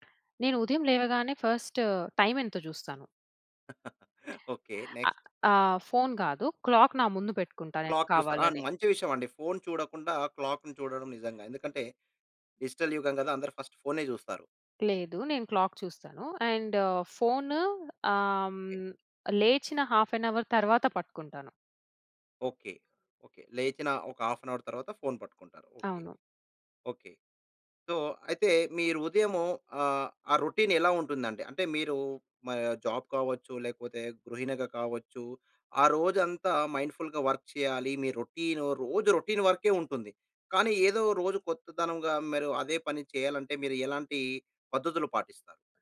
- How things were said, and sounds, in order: in English: "ఫస్ట్"; chuckle; in English: "నెక్స్ట్?"; in English: "క్లాక్"; in English: "క్లాక్"; in English: "క్లాక్‌ను"; in English: "డిజిటల్"; in English: "ఫస్ట్"; in English: "క్లాక్"; in English: "అండ్"; in English: "హాఫ్ ఎన్ అవర్"; in English: "హాఫ్ ఎన్ అవర్"; in English: "సో"; in English: "రొటీన్"; in English: "జాబ్"; in English: "మైండ్‌ఫుల్‌గా వర్క్"; in English: "రొటీన్"; "మీరు" said as "మెరు"
- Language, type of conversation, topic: Telugu, podcast, ఉదయాన్ని శ్రద్ధగా ప్రారంభించడానికి మీరు పాటించే దినచర్య ఎలా ఉంటుంది?